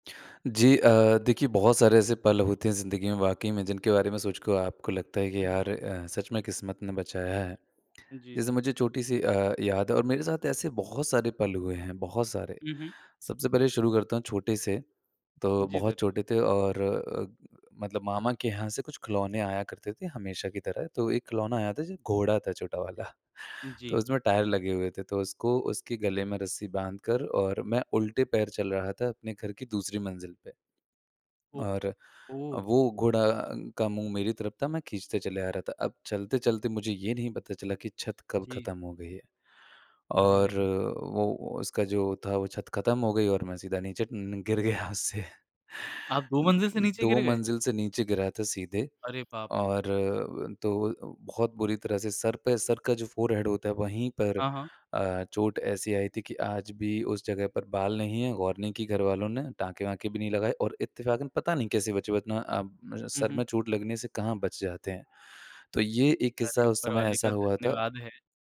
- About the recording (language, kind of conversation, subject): Hindi, podcast, कभी ऐसा लगा कि किस्मत ने आपको बचा लिया, तो वह कैसे हुआ?
- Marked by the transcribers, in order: chuckle; laughing while speaking: "गिर गया छत उससे"; in English: "फोरहेड"